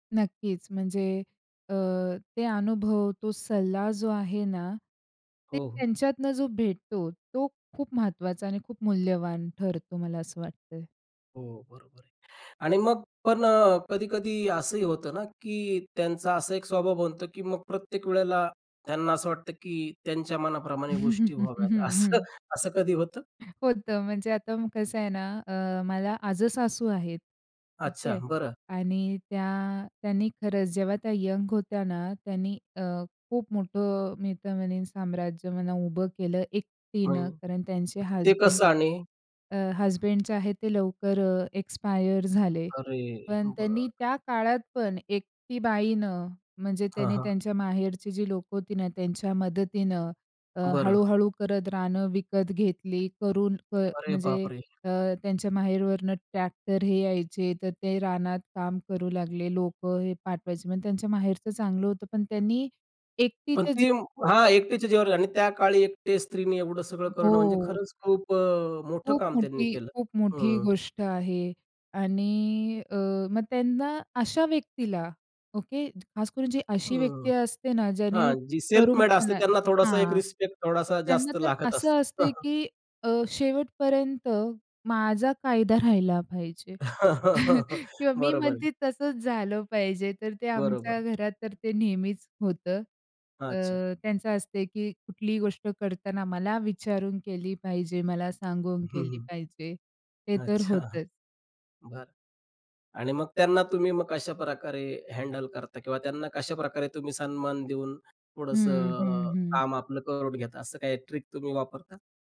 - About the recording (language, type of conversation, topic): Marathi, podcast, वृद्धांना सन्मान देण्याची तुमची घरगुती पद्धत काय आहे?
- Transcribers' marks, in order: chuckle; other background noise; laughing while speaking: "असं"; "म्हणेन" said as "मित्रमन"; stressed: "एकटीने"; in English: "एक्सपायर"; in English: "सेल्फ मेड"; chuckle; chuckle; laughing while speaking: "किंवा मी म्हणते तसंच झालं पाहिजे"; laugh; chuckle; in English: "हँडल"; in English: "ट्रिक"